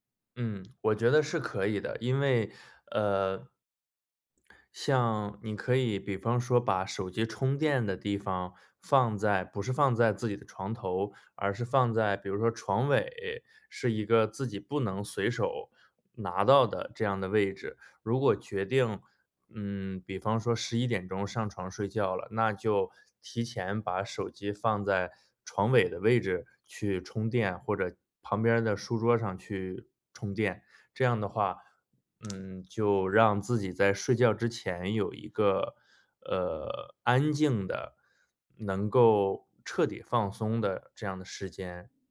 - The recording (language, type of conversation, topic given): Chinese, advice, 为什么我很难坚持早睡早起的作息？
- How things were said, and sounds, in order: lip smack; other background noise